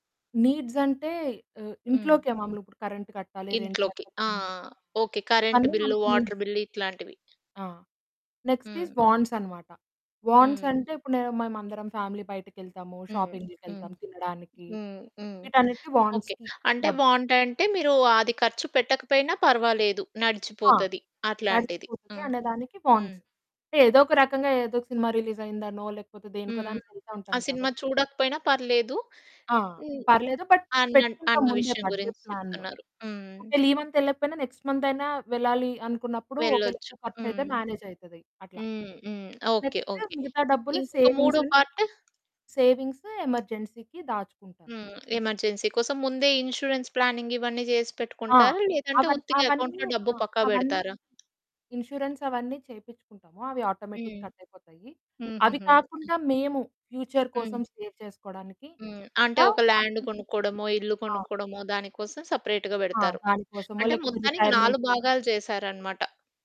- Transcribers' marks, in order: in English: "రెంట్"; in English: "వాటర్"; in English: "నీడ్స్"; other background noise; in English: "నెక్స్ట్ ఈజ్"; in English: "ఫ్యామిలీ"; in English: "వాంట్స్‌కి"; in English: "వాంట్"; in English: "వాంట్స్"; in English: "బట్"; in English: "బడ్జెట్ ప్లాన్‌లో"; in English: "నెక్స్ట్"; in English: "సేవింగ్స్"; tapping; in English: "ఎమర్జెన్సీకి"; in English: "ఎమర్జెన్సీ"; in English: "ఇన్సూరెన్స్ ప్లానింగ్"; in English: "ఎకౌంట్‌లో"; in English: "ఆటోమేటిక్"; in English: "ఫ్యూచర్"; in English: "సేవ్"; in English: "సపరేట్‌గా"; in English: "రిటైర్‌మెంట్‌కో"
- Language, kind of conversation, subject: Telugu, podcast, మీరు ఇంటి ఖర్చులను ఎలా ప్రణాళిక చేసుకుంటారు?